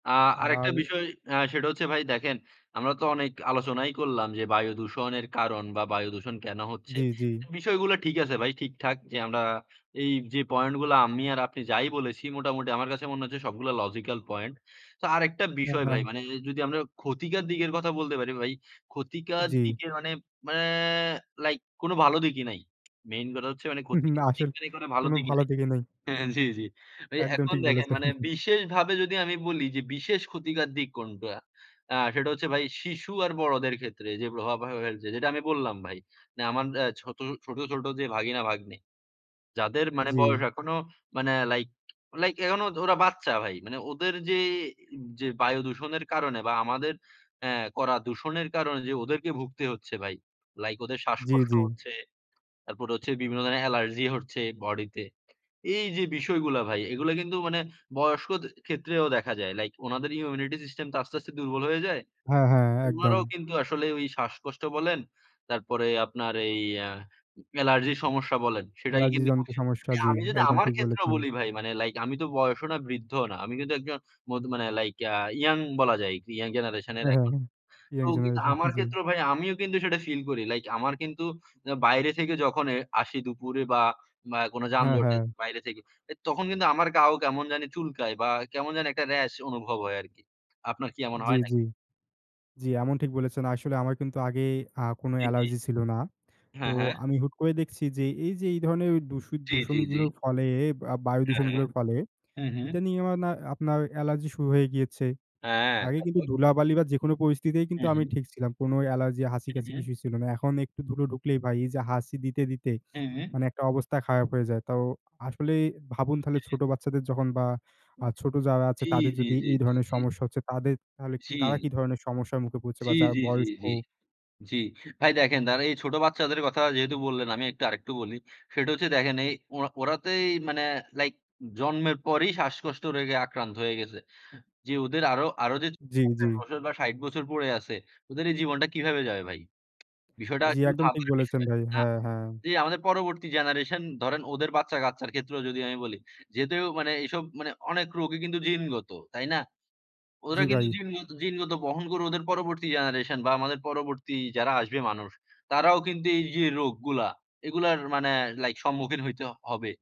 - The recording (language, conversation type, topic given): Bengali, unstructured, বায়ু দূষণ মানুষের স্বাস্থ্যের ওপর কীভাবে প্রভাব ফেলে?
- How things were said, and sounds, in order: "ক্ষতিকর" said as "ক্ষতিকার"; "ক্ষতিকর" said as "ক্ষতিকার"; tapping; laughing while speaking: "না, আসলে কোনো"; "ক্ষতিকর" said as "ক্ষতিকার"; chuckle; "ক্ষতিকর" said as "ক্ষতিকার"; in English: "ইমিউনিটি সিস্টেম"; "যেহেতু" said as "যেতেও"